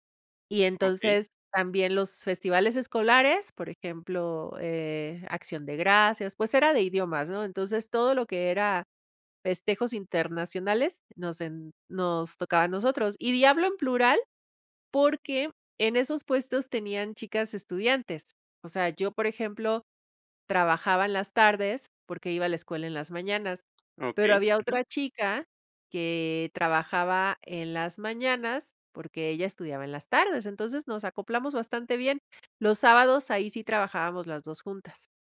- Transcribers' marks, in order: tapping
- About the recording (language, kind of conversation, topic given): Spanish, podcast, ¿Cuál fue tu primer trabajo y qué aprendiste de él?